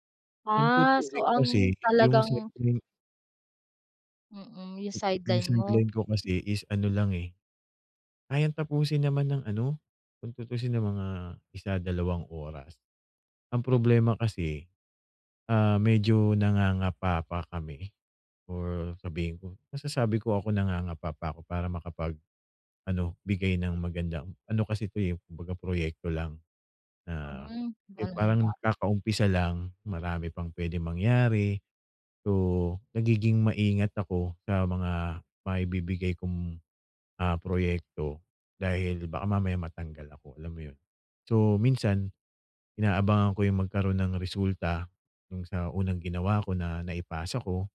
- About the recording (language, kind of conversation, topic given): Filipino, advice, Paano ako makakahanap ng oras para magpahinga at makabawi ng lakas?
- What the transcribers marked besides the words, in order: other background noise; tapping